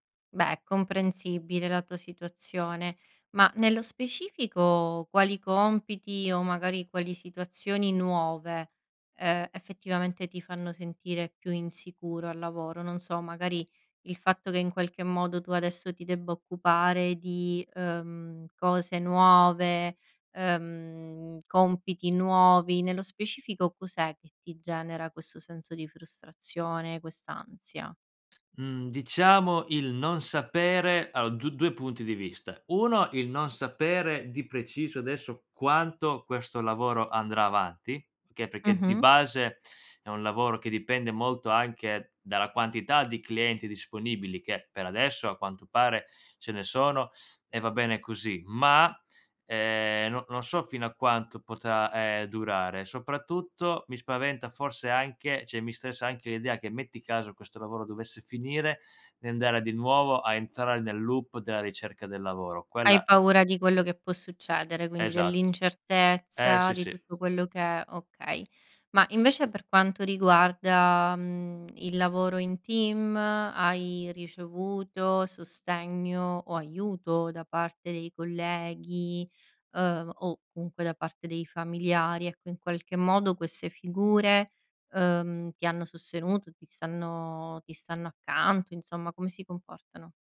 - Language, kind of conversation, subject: Italian, advice, Come posso affrontare l’insicurezza nel mio nuovo ruolo lavorativo o familiare?
- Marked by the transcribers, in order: other background noise; stressed: "ma"; "cioè" said as "ceh"; in English: "loop"